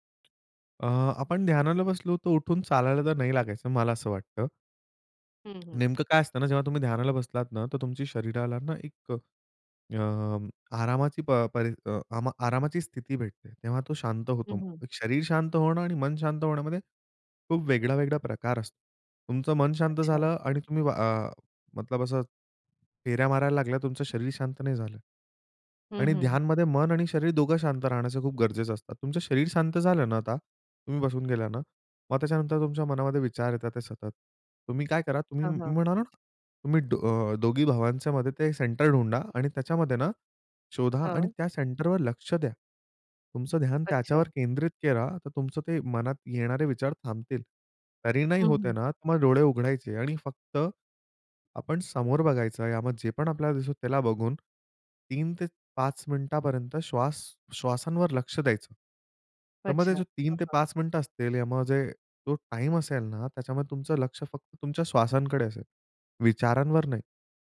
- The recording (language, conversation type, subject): Marathi, podcast, ध्यान करताना लक्ष विचलित झाल्यास काय कराल?
- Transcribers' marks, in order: tapping